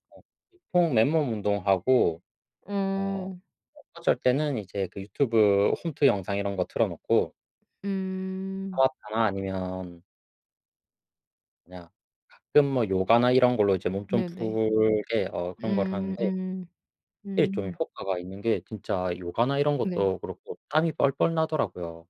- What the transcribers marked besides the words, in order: other background noise
- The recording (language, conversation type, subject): Korean, unstructured, 헬스장 비용이 너무 비싸다고 느낀 적이 있나요?